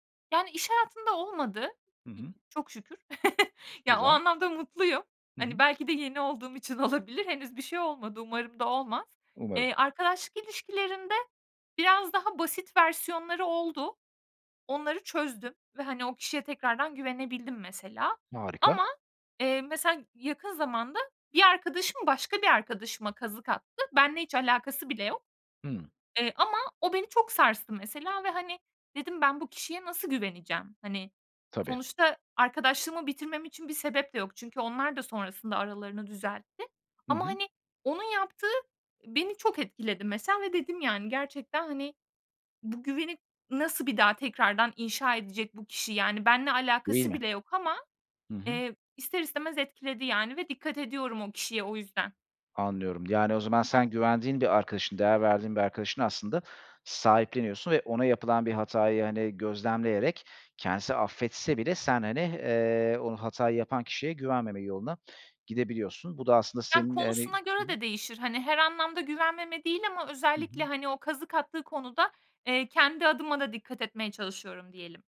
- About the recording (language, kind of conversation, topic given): Turkish, podcast, Güven kırıldığında, güveni yeniden kurmada zaman mı yoksa davranış mı daha önemlidir?
- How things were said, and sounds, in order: chuckle; other background noise